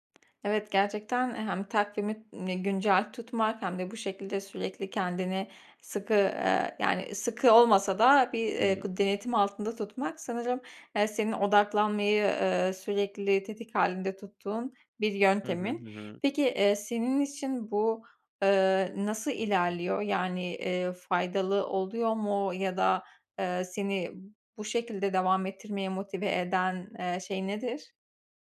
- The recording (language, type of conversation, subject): Turkish, podcast, Gelen bilgi akışı çok yoğunken odaklanmanı nasıl koruyorsun?
- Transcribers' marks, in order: other background noise; unintelligible speech